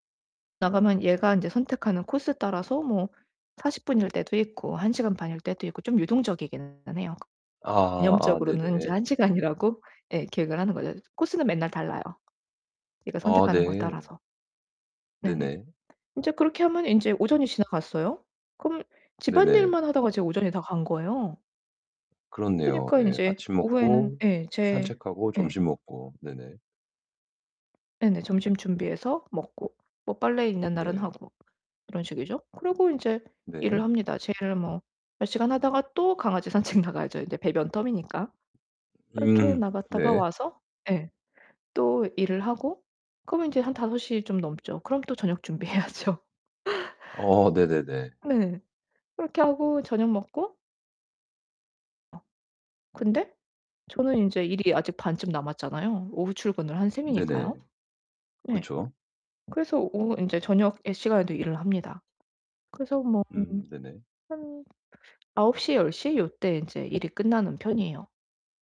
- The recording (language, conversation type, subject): Korean, advice, 저녁에 긴장을 풀고 잠들기 전에 어떤 루틴을 만들면 좋을까요?
- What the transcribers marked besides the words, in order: distorted speech; laughing while speaking: "한 시간이라고"; tapping; other background noise; laughing while speaking: "산책"; laughing while speaking: "해야죠"